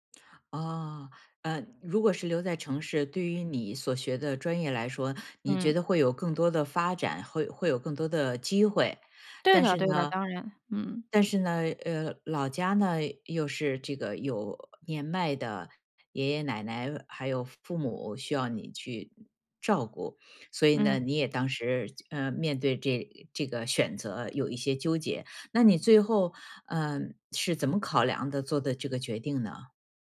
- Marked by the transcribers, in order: other background noise
- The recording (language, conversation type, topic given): Chinese, podcast, 你会选择留在城市，还是回老家发展？